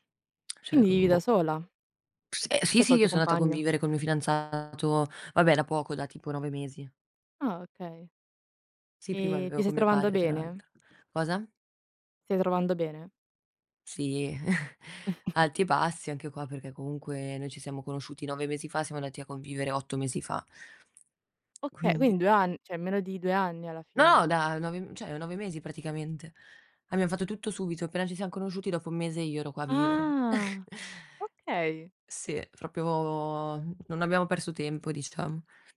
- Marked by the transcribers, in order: "Cioè" said as "ceh"; "Cioè" said as "ceh"; tapping; chuckle; cough; other background noise; "cioè" said as "ceh"; "cioè" said as "ceh"; drawn out: "Ah!"; chuckle; drawn out: "propio"; "proprio" said as "propio"
- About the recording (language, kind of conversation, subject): Italian, unstructured, Qual è il ricordo più bello che hai con la tua famiglia?